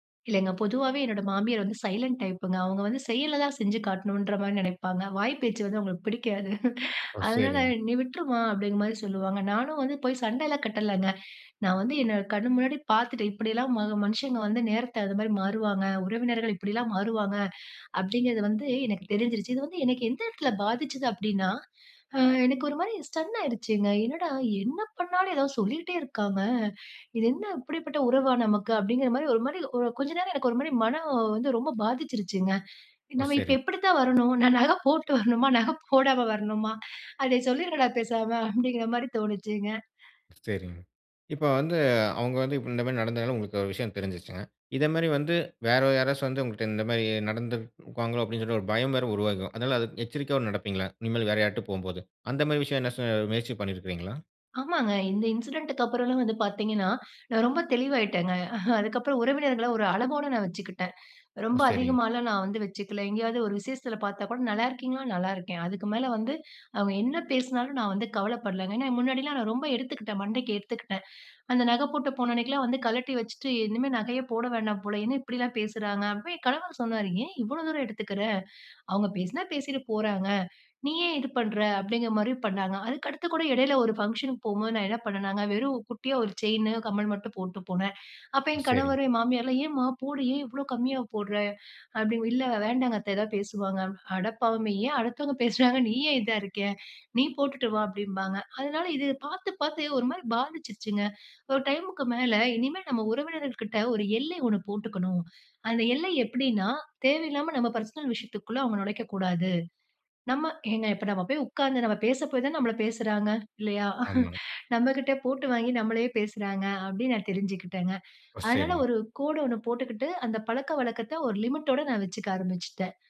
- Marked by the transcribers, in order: in English: "சைலன்ட் டைப்புங்க"; chuckle; in English: "ஸ்டன்"; laughing while speaking: "நான் நகை போட்டு வரணுமா? நகை … அப்டிங்கிற மாதிரி தோணுச்சுங்க"; other noise; laughing while speaking: "அதுக்கப்புறம்"; laughing while speaking: "பேசுறாங்கனு நீ ஏன் இதா இருக்கே?"; laughing while speaking: "நம்மகிட்ட போட்டு வாங்கி நம்மளயே பேசுறாங்க"
- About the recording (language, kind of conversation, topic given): Tamil, podcast, மாறுதல் ஏற்பட்டபோது உங்கள் உறவுகள் எவ்வாறு பாதிக்கப்பட்டன?